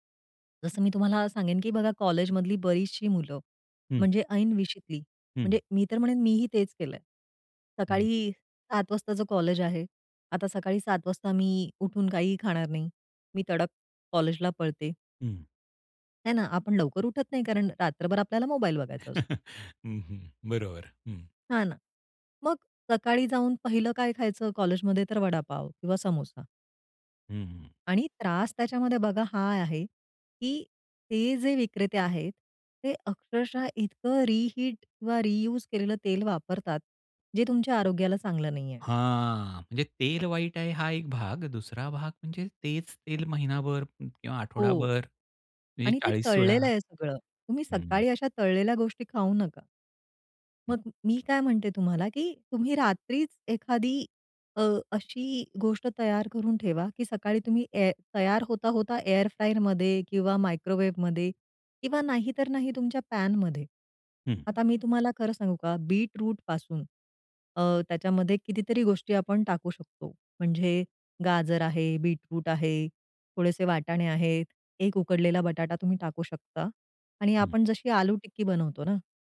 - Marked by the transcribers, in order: chuckle; other background noise
- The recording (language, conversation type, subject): Marathi, podcast, चव आणि आरोग्यात तुम्ही कसा समतोल साधता?